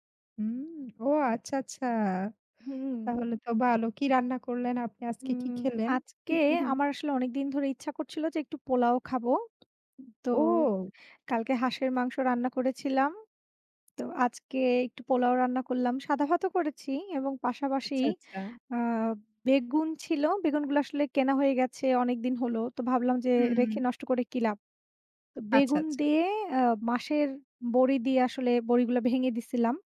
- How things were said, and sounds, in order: chuckle; tapping
- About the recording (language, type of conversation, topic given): Bengali, unstructured, আপনার প্রিয় রান্নার স্মৃতি কী?